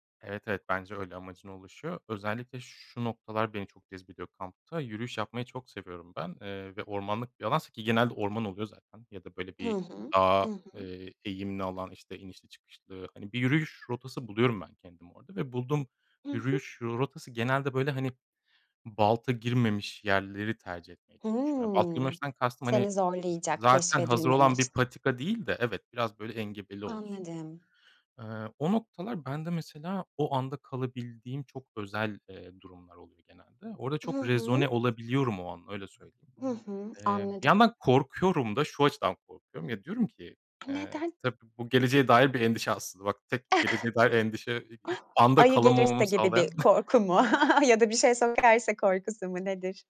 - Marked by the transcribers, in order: other background noise; tapping; in English: "rezone"; chuckle; chuckle; laugh
- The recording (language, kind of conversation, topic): Turkish, podcast, Doğada sade bir yaşam sürmenin en basit yolları nelerdir?